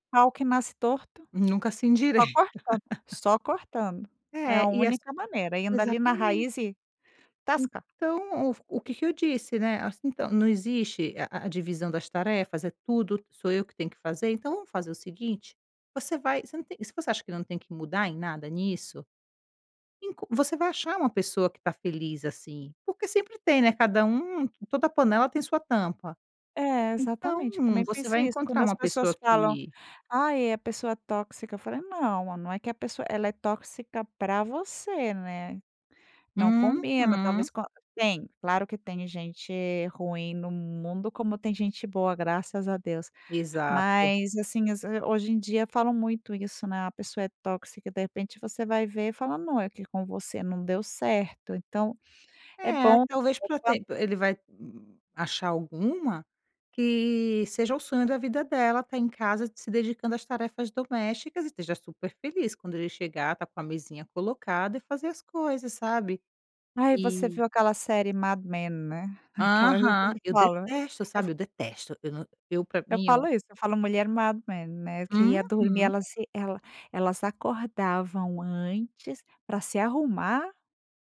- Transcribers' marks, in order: laughing while speaking: "endireita"; laugh; tapping; unintelligible speech
- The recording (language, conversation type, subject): Portuguese, podcast, Como vocês dividem as tarefas domésticas na família?